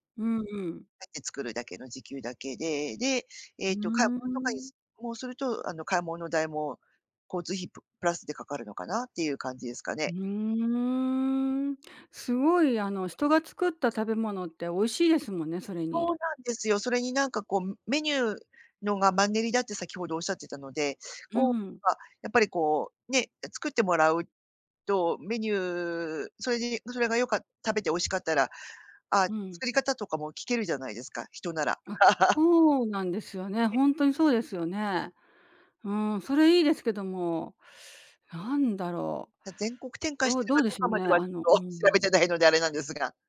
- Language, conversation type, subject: Japanese, advice, 食事計画を続けられないのはなぜですか？
- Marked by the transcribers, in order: unintelligible speech; drawn out: "ふーん"; tapping; laugh; laughing while speaking: "ちょっと調べてないのであれなんですが"